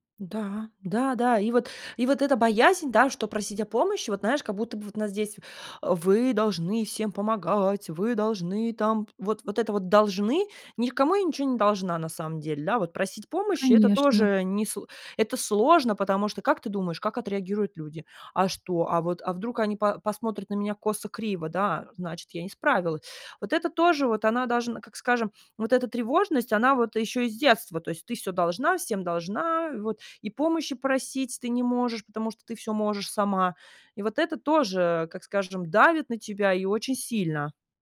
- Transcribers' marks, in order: tapping
- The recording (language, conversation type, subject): Russian, advice, Как перестать брать на себя слишком много и научиться выстраивать личные границы?